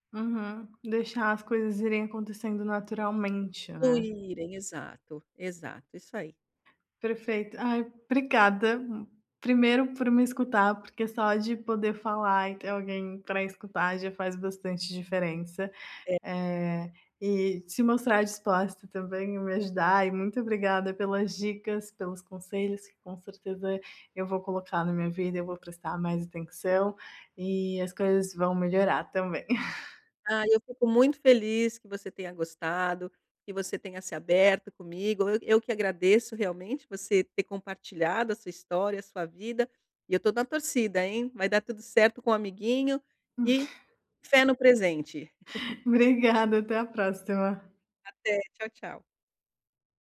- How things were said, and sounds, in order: chuckle; giggle
- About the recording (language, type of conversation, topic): Portuguese, advice, Como posso conviver com a ansiedade sem me culpar tanto?